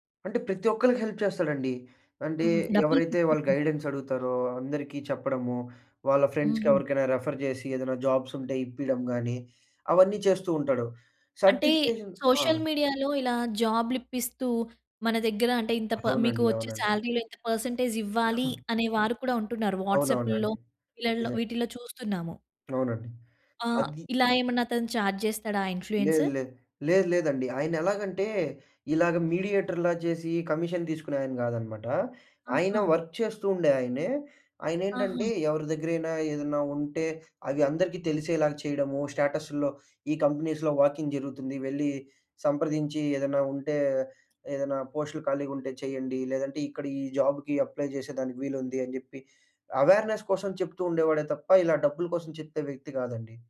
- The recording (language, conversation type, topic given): Telugu, podcast, సోషల్ మీడియాలో చూపుబాటలు మీ ఎంపికలను ఎలా మార్చేస్తున్నాయి?
- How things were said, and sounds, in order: in English: "హెల్ప్"; tapping; in English: "ఫ్రెండ్స్‌కి"; in English: "రిఫర్"; in English: "సర్టిఫికేషన్"; in English: "సోషల్ మీడియా‌లో"; other background noise; in English: "సాలరీ‌లో"; in English: "పర్సెంటేజ్"; cough; in English: "చార్జ్"; in English: "ఇన్‌ఫ్లూయెన్సుర్"; in English: "మీడియేటర్‌లా"; in English: "కమిషన్"; in English: "వర్క్"; in English: "కంపెనీస్‌లో వాకిన్"; in English: "జాబ్‌కి అప్లై"; in English: "అవేర్నెస్"